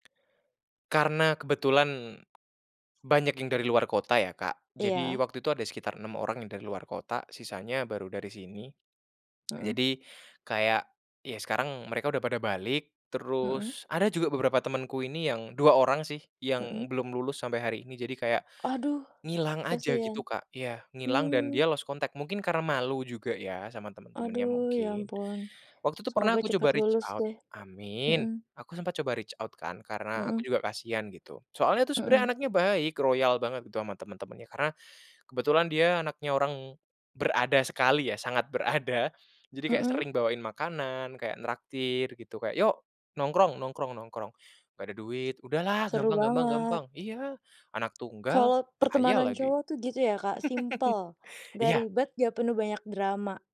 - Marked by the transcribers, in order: other background noise; in English: "lost contact"; in English: "reach out"; in English: "reach out"; laugh
- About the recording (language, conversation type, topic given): Indonesian, podcast, Menurutmu, apa perbedaan belajar daring dibandingkan dengan tatap muka?